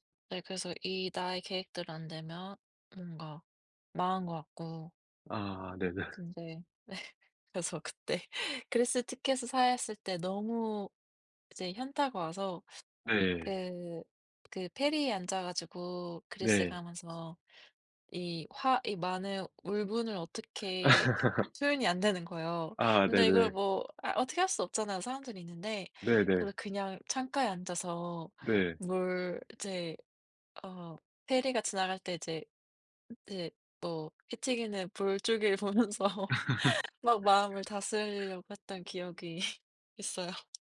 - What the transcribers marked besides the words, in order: laughing while speaking: "네네"; laughing while speaking: "네. 그래서 그때"; "샀을" said as "사얐을"; tapping; laugh; other background noise; laughing while speaking: "보면서"; laugh; laugh
- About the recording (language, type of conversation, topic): Korean, unstructured, 여행 계획이 완전히 망가진 적이 있나요?